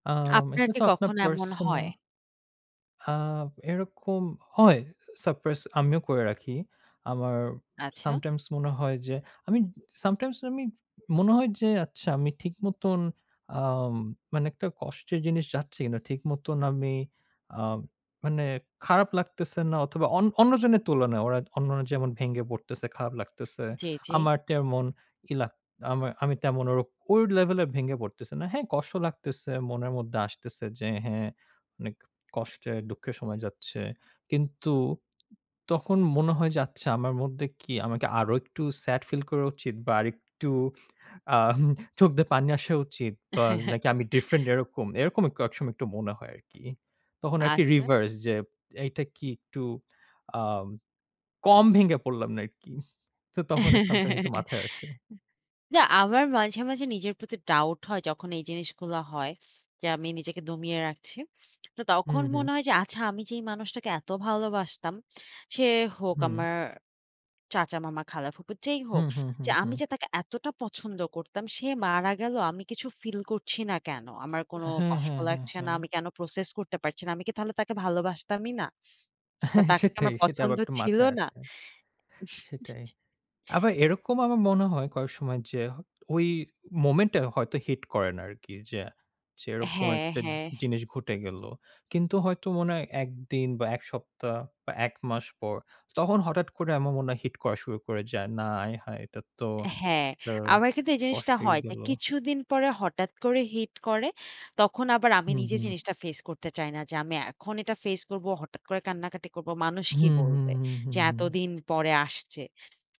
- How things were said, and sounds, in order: in English: "Surprise"; in English: "sometimes"; in English: "sometimes"; in English: "sad feel"; in English: "different"; in English: "reverse"; chuckle; in English: "sometimes"; chuckle; in English: "doubt"; in English: "process"; laughing while speaking: "সেটাই"; chuckle; in English: "moment"; in English: "hit"; "হঠাৎ" said as "হঠাট"; in English: "hit"; in English: "hit"
- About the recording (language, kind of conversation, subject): Bengali, unstructured, শোকের সময় আপনি নিজেকে কীভাবে সান্ত্বনা দেন?